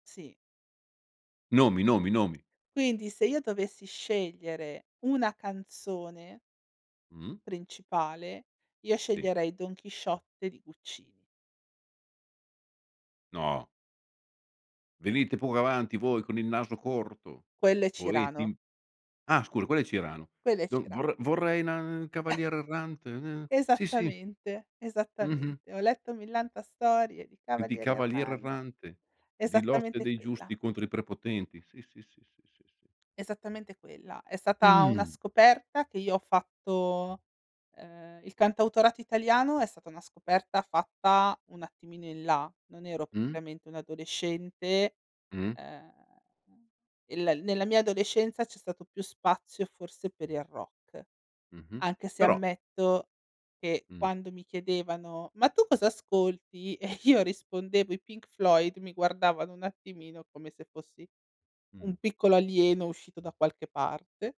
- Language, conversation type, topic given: Italian, podcast, Che canzone useresti come colonna sonora della tua vita?
- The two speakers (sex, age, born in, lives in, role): female, 40-44, Italy, Spain, guest; male, 55-59, Italy, Italy, host
- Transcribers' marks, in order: tapping; "Sì" said as "tì"; put-on voice: "Venite poco avanti voi con il naso corto, poeti im"; singing: "Do vor vorrei na cavaliere errante n"; chuckle; singing: "Ho letto millanta storie di cavalieri erran"; singing: "E di cavaliere errante"; laughing while speaking: "E io"